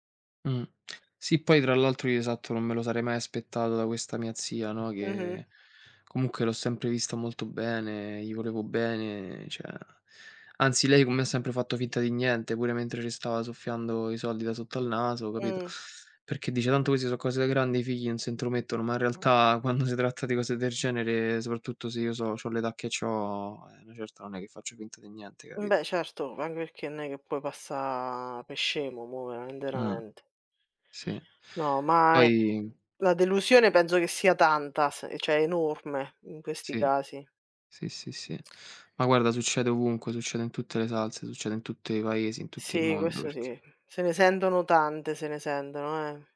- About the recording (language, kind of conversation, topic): Italian, unstructured, Qual è la cosa più triste che il denaro ti abbia mai causato?
- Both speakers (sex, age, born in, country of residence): female, 30-34, Italy, Italy; male, 25-29, Italy, Italy
- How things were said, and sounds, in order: "cioè" said as "ceh"; "del" said as "der"; "di" said as "de"; "cioè" said as "ceh"